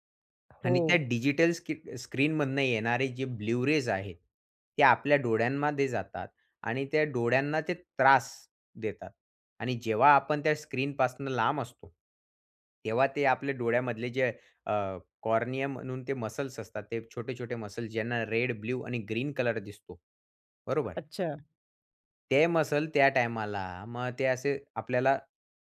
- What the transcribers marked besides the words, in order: other noise; in English: "ब्लू रेज"; in English: "कॉर्निया"; tapping
- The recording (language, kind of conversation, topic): Marathi, podcast, उत्तम झोपेसाठी घरात कोणते छोटे बदल करायला हवेत?